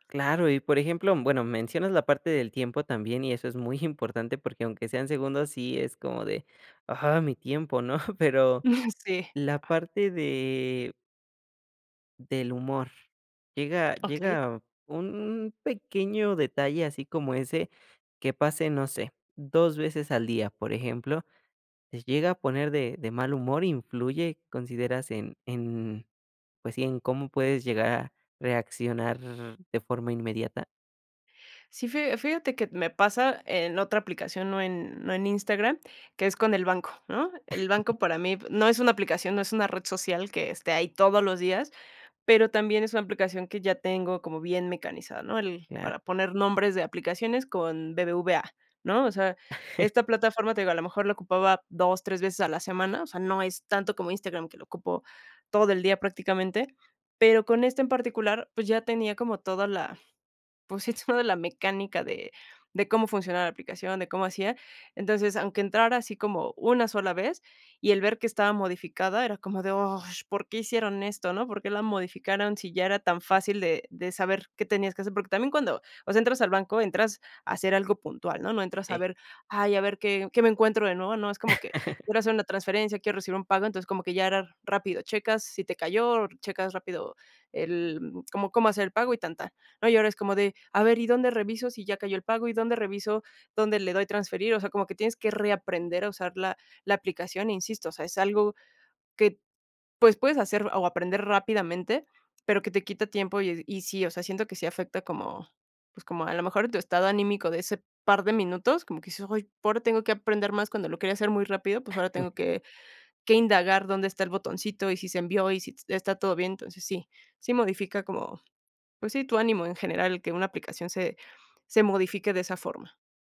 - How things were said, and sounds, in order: chuckle; laugh; laugh; laugh; laugh
- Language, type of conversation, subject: Spanish, podcast, ¿Cómo te adaptas cuando una app cambia mucho?
- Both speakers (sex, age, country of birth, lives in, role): female, 35-39, Mexico, Mexico, guest; male, 20-24, Mexico, Mexico, host